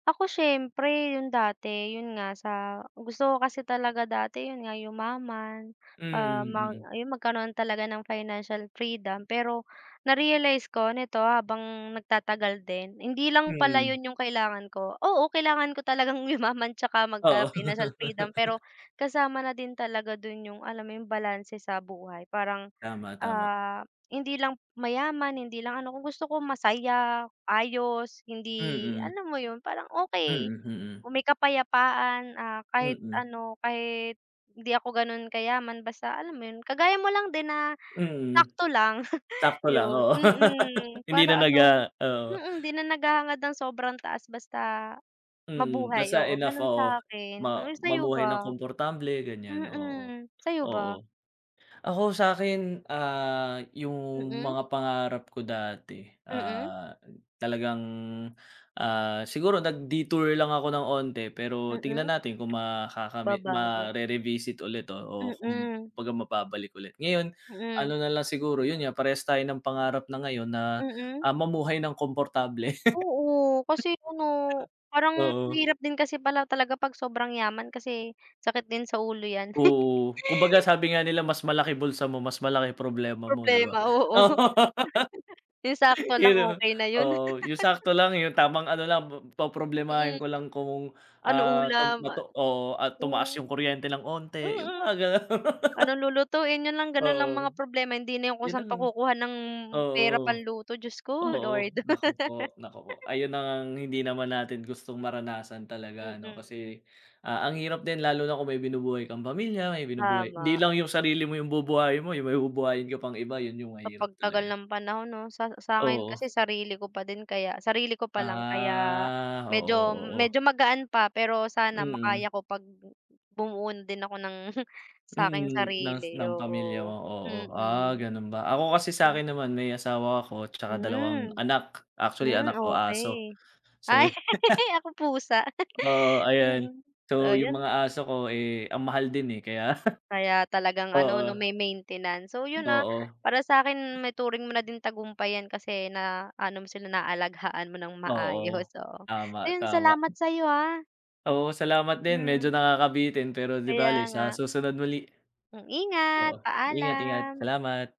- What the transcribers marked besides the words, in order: in English: "financial freedom"; laugh; laugh; chuckle; laugh; laugh; gasp; laugh; laughing while speaking: "Yun 'no"; chuckle; laugh; laugh; drawn out: "Ah"; laugh; chuckle; laugh
- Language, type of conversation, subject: Filipino, unstructured, Ano ang pinakamahalagang dahilan kung bakit gusto mong magtagumpay?